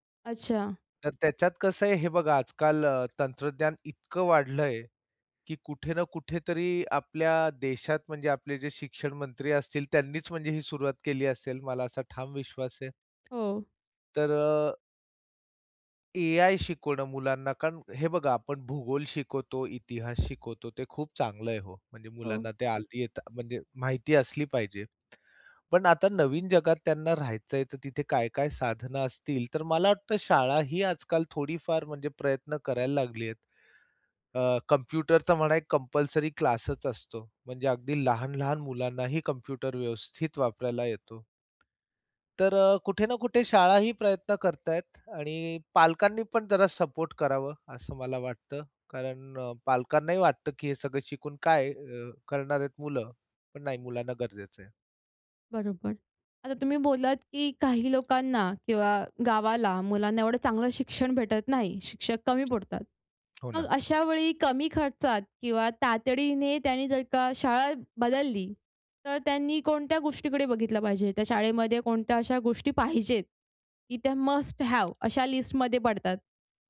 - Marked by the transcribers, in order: other background noise; in English: "कंपल्सरी"; in English: "सपोर्ट"; in English: "मस्ट हॅव"
- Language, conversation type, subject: Marathi, podcast, शाळांमध्ये करिअर मार्गदर्शन पुरेसे दिले जाते का?